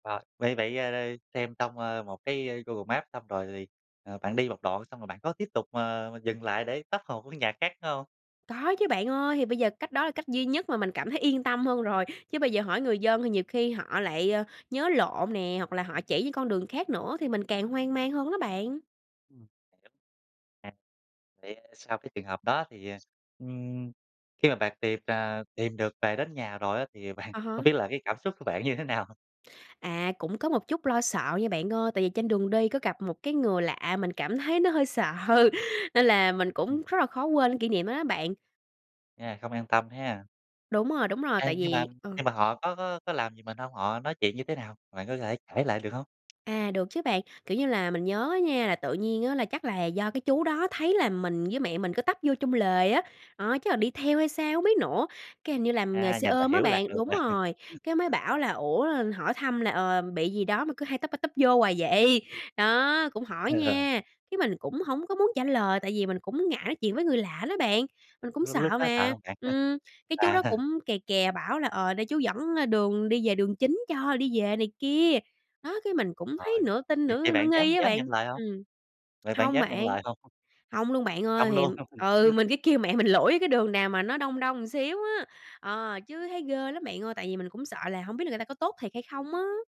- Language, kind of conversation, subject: Vietnamese, podcast, Bạn có thể kể về một lần bạn bị lạc đường và đã xử lý như thế nào không?
- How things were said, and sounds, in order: other background noise; unintelligible speech; laughing while speaking: "bạn"; chuckle; laughing while speaking: "sợ"; tapping; laughing while speaking: "rồi"; chuckle; laughing while speaking: "Ờ"; chuckle; laughing while speaking: "mẹ mình lủi"; laugh